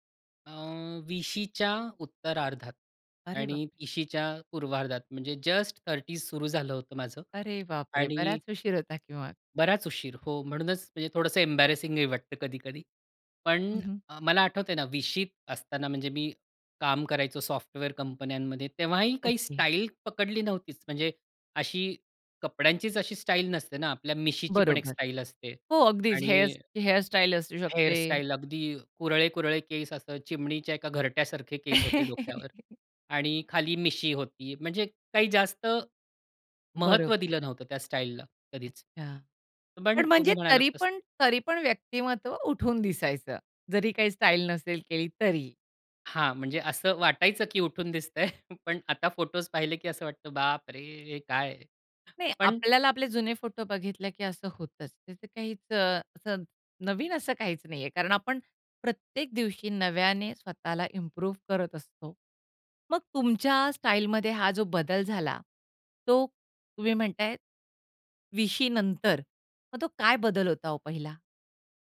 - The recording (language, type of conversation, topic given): Marathi, podcast, तुझी शैली आयुष्यात कशी बदलत गेली?
- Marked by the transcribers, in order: surprised: "अरे बापरे!"; in English: "थर्टीज"; tapping; in English: "एम्बॅरेसिंगही"; other background noise; chuckle; chuckle; surprised: "बापरे! हे काय"; in English: "इम्प्रूव्ह"